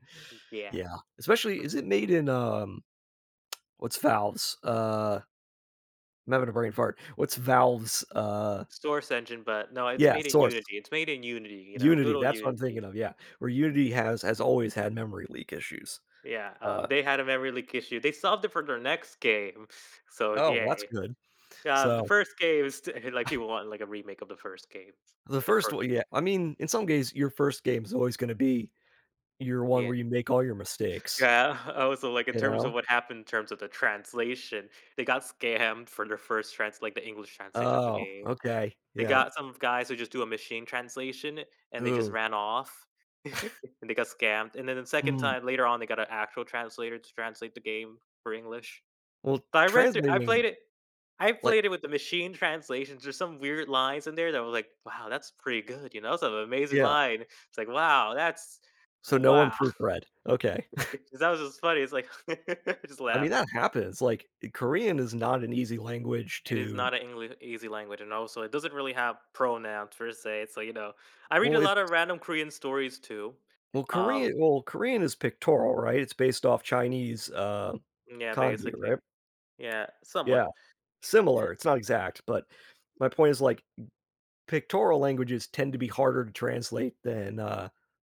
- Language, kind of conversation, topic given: English, unstructured, How does the way a story is told affect how deeply we connect with it?
- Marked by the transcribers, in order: scoff; tsk; tapping; scoff; laughing while speaking: "oh"; laughing while speaking: "scammed"; laugh; scoff; scoff; laugh; other background noise